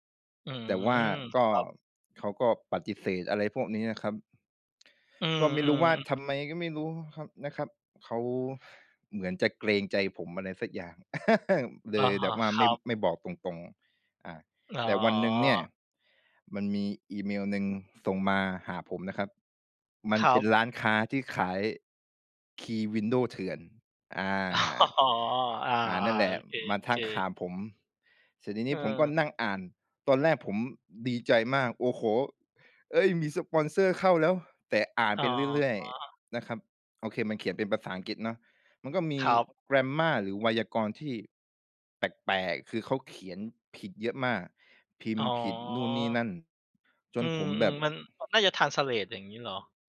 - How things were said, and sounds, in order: tapping; other background noise; laugh; in English: "คีย์"; laughing while speaking: "อ๋อ"; in English: "ทรานสเลต"
- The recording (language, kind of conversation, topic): Thai, podcast, คุณเคยโดนหลอกลวงออนไลน์ไหม แล้วจัดการกับมันยังไง?